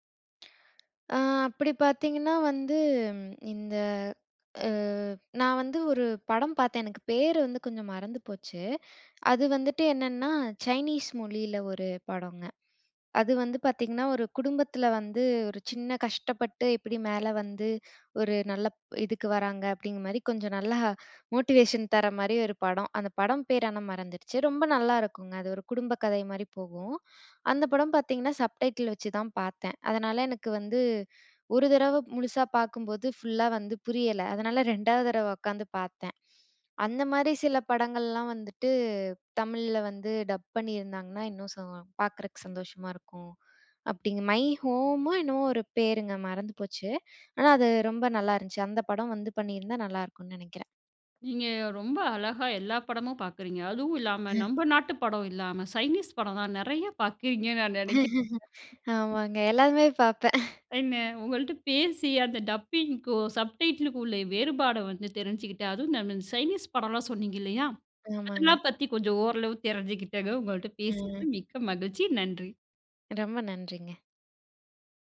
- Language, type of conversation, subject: Tamil, podcast, சப்டைட்டில்கள் அல்லது டப்பிங் காரணமாக நீங்கள் வேறு மொழிப் படங்களை கண்டுபிடித்து ரசித்திருந்தீர்களா?
- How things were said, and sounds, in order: other background noise; laughing while speaking: "நல்லா"; in English: "மோட்டிவேஷன்"; unintelligible speech; in English: "மை ஹோம்மோ"; laughing while speaking: "பார்க்கிறீங்கன்னு நான் நெனைக்கிறேன்"; laughing while speaking: "ஆமாங்க. எல்லாதுமே பாப்பேன்"; unintelligible speech; laughing while speaking: "சரிங்க. உங்கள்ட்ட பேசி, அந்த டப்பிங்க்கும் … மிக்க மகிழ்ச்சி. நன்றி"; in English: "சப் டைட்டில் க்கும்"